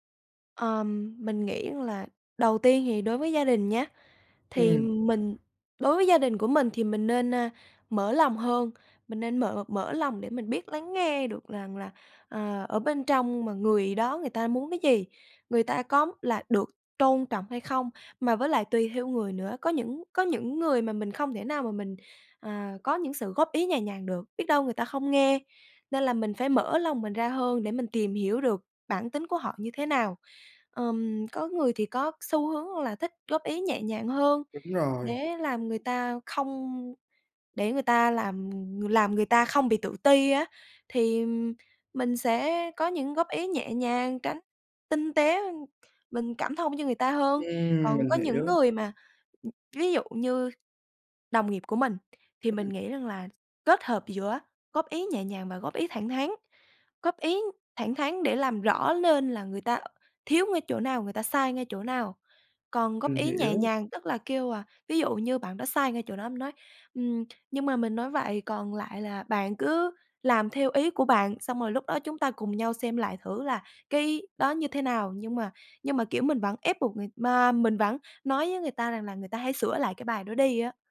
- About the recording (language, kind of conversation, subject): Vietnamese, podcast, Bạn thích được góp ý nhẹ nhàng hay thẳng thắn hơn?
- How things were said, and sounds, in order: other background noise; tapping; "Mình" said as "Ình"